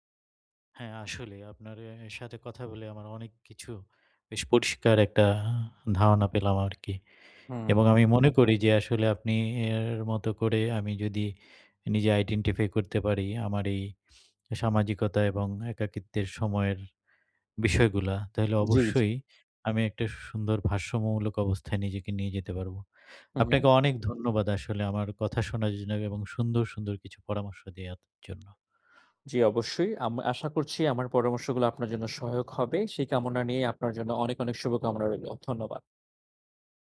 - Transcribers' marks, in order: tapping; other background noise; other noise
- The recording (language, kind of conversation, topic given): Bengali, advice, সামাজিকতা এবং একাকীত্বের মধ্যে কীভাবে সঠিক ভারসাম্য বজায় রাখব?